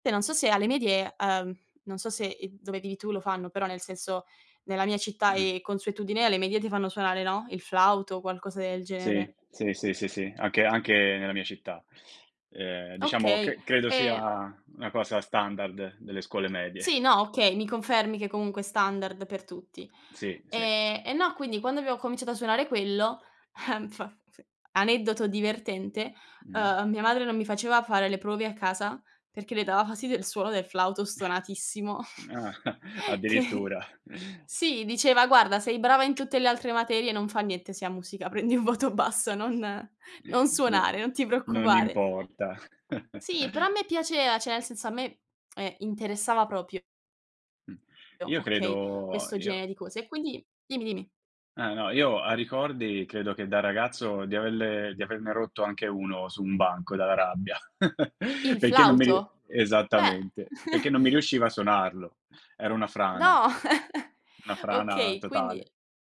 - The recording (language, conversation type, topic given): Italian, unstructured, Quali sono i benefici di imparare a suonare uno strumento?
- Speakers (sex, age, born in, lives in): female, 20-24, Italy, Italy; male, 35-39, Italy, Italy
- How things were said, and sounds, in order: other background noise; background speech; chuckle; chuckle; laughing while speaking: "Ah"; chuckle; laughing while speaking: "che"; laughing while speaking: "prendi un voto basso"; laughing while speaking: "importa"; "cioè" said as "ceh"; chuckle; tongue click; "averne" said as "avelle"; chuckle; chuckle; chuckle